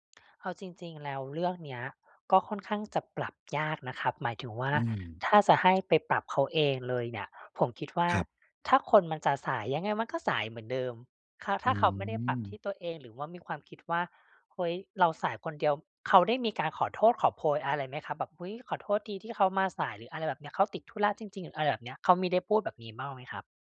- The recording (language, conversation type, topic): Thai, advice, จะปรับตัวอย่างไรเมื่อทริปมีความไม่แน่นอน?
- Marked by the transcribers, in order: none